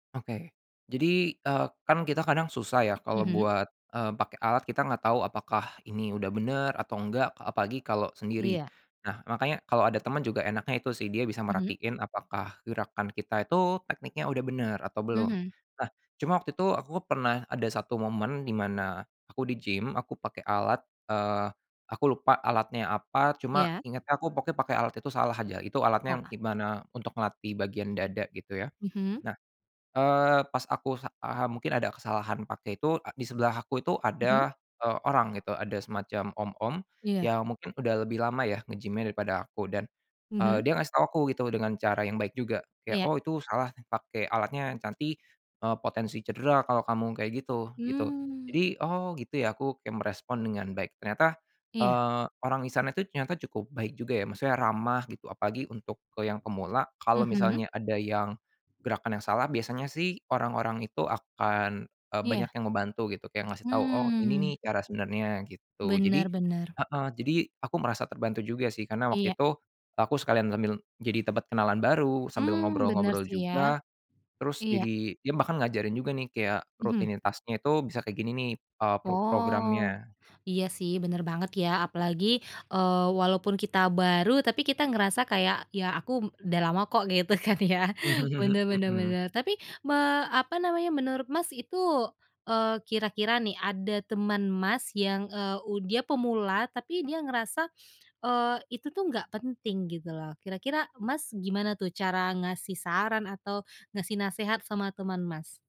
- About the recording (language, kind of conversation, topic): Indonesian, podcast, Jika harus memberi saran kepada pemula, sebaiknya mulai dari mana?
- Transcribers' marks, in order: in English: "di-gym"; in English: "nge-gym-nya"; chuckle